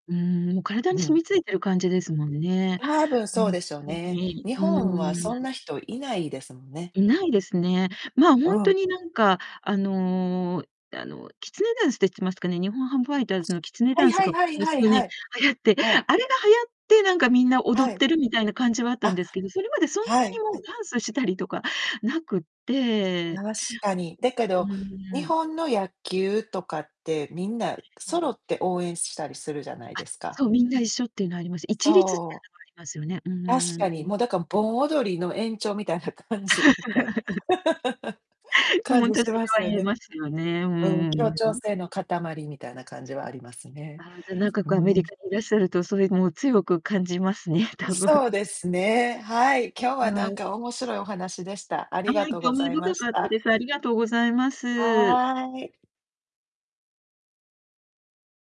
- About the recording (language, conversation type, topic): Japanese, unstructured, 音楽や映画を見聞きして、思わず笑ったり泣いたりしたことはありますか？
- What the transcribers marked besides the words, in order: other noise; unintelligible speech; laughing while speaking: "流行って"; other background noise; distorted speech; laugh; tapping; laughing while speaking: "感じみたいな"; laugh; static